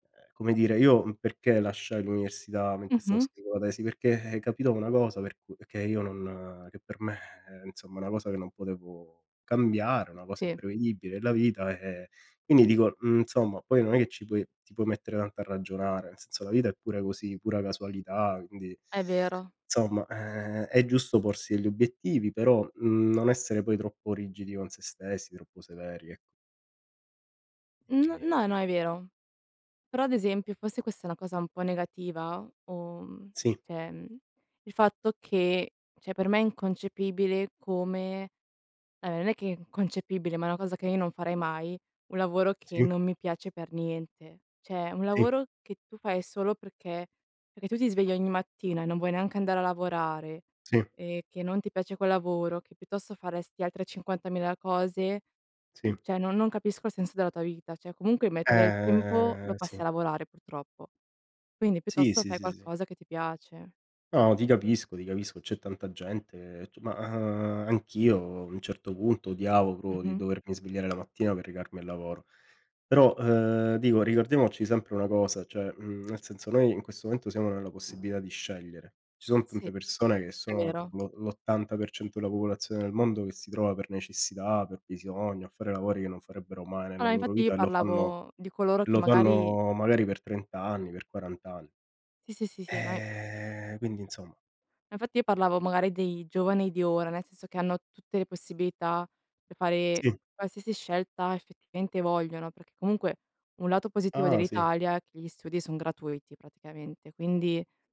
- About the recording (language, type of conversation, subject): Italian, unstructured, Che ruolo pensi che abbia il lavoro nella felicità personale?
- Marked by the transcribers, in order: other noise; "insomma" said as "nsomma"; tapping; "cioè" said as "ceh"; "cioè" said as "ceh"; "Cioè" said as "ceh"; "cioè" said as "ceh"; "Cioè" said as "ceh"; drawn out: "a"; "cioè" said as "ceh"; other background noise